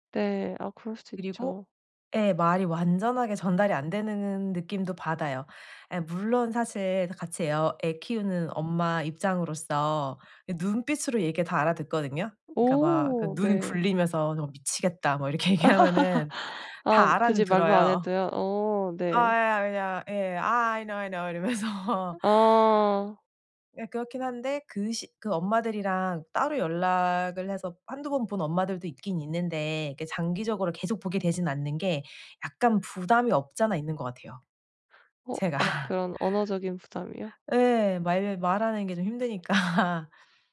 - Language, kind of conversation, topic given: Korean, advice, 새로운 환경에서 외롭지 않게 친구를 사귀려면 어떻게 해야 할까요?
- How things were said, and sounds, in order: laughing while speaking: "이렇게 얘기하면은"; laugh; in English: "I know, I know"; other background noise; laughing while speaking: "이러면서"; laughing while speaking: "제가"; laugh; laughing while speaking: "힘드니까"